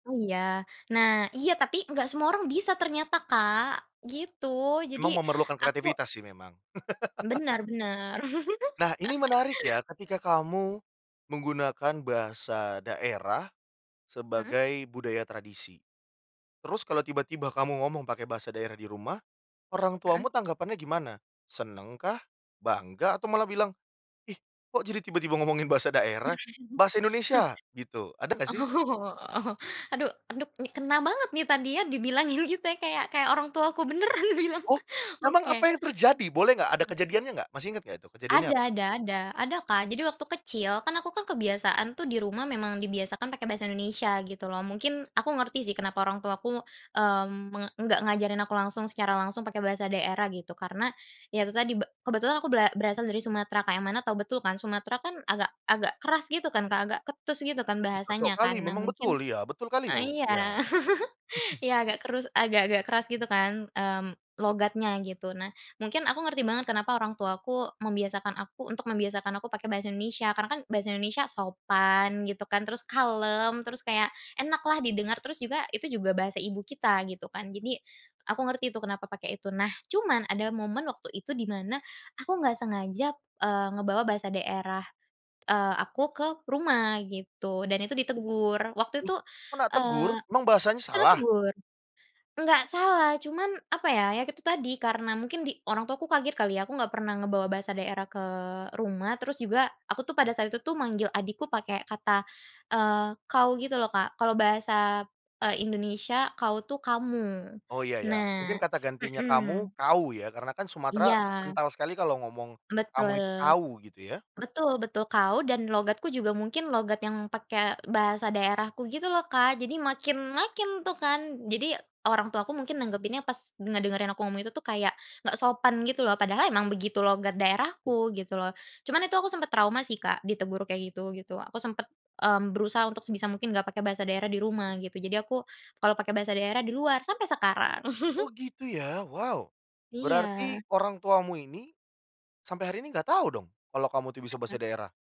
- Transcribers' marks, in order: laugh; laugh; laughing while speaking: "ngomongin"; laugh; laughing while speaking: "Oh"; laughing while speaking: "dibilangin"; tapping; laughing while speaking: "beneran bilang"; chuckle; chuckle; laugh; "keras" said as "kerus"; laugh; stressed: "wow"
- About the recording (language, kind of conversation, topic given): Indonesian, podcast, Bagaimana cara melibatkan anak muda dalam tradisi tanpa memaksa mereka?
- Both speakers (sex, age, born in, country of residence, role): female, 20-24, Indonesia, Indonesia, guest; male, 30-34, Indonesia, Indonesia, host